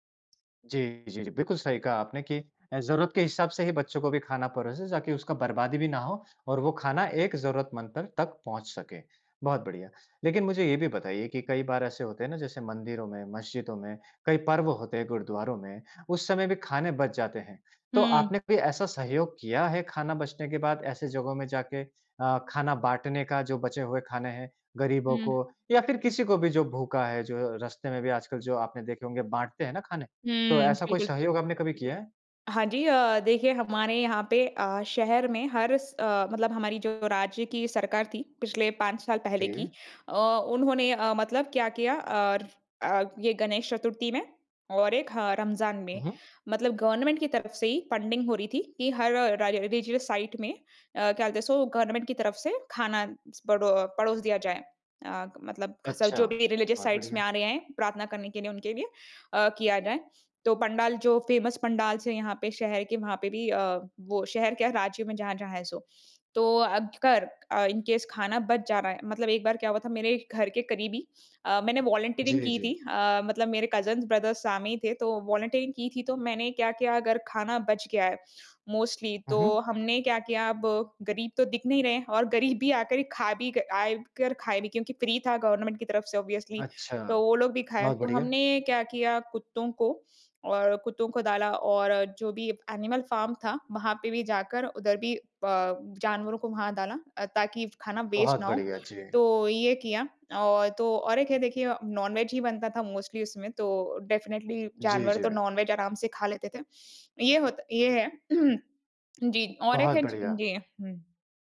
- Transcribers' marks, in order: in English: "गवर्नमेंट"; in English: "फंडिंग"; in English: "रिलिजियस साइट"; in English: "सो गवर्नमेंट"; in English: "रिलिजियस साइट"; in English: "फेमस"; in English: "इन केस"; in English: "वॉलंटीरिंग"; in English: "कजिन्स, ब्रदर"; "सामने" said as "सामे"; in English: "वॉलंटीरिंग"; in English: "मोस्टली"; in English: "फ्री"; in English: "गवर्नमेंट"; in English: "ऑब्वियसली"; in English: "एनिमल फार्म"; in English: "वेस्ट"; in English: "नॉन-वेज"; in English: "मोस्टली"; in English: "डेफ़िनिट्ली"; in English: "नॉन-वेज"; throat clearing
- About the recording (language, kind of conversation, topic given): Hindi, podcast, त्योहारों में बचा हुआ खाना आप आमतौर पर कैसे संभालते हैं?